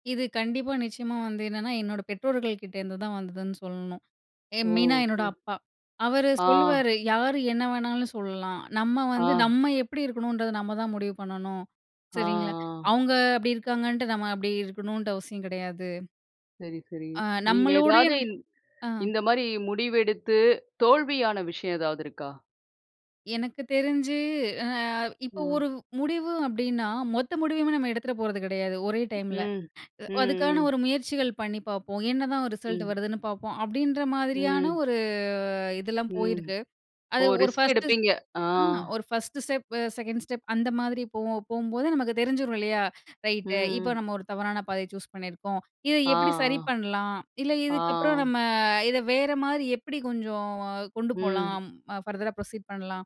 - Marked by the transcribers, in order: other background noise; tapping; in English: "பர்தர்ரா புரோசீட்"
- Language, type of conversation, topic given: Tamil, podcast, ஒரு வழிகாட்டியின் கருத்து உங்கள் முடிவுகளைப் பாதிக்கும்போது, அதை உங்கள் சொந்த விருப்பத்துடனும் பொறுப்புடனும் எப்படி சமநிலைப்படுத்திக் கொள்கிறீர்கள்?